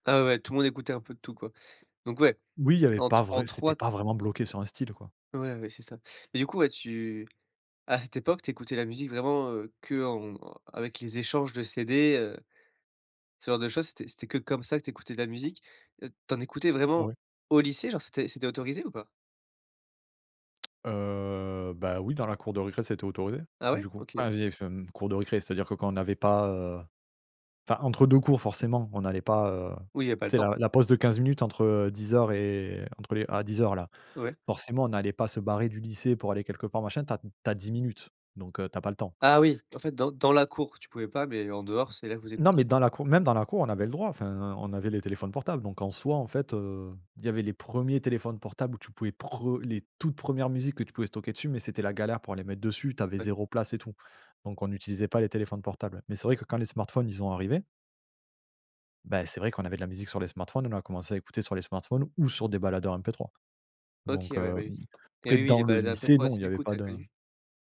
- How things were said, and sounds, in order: tapping; drawn out: "Heu"
- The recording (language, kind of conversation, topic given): French, podcast, Comment tes amis ont-ils influencé ta playlist au lycée ?
- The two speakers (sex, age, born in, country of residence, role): male, 20-24, France, France, host; male, 35-39, France, France, guest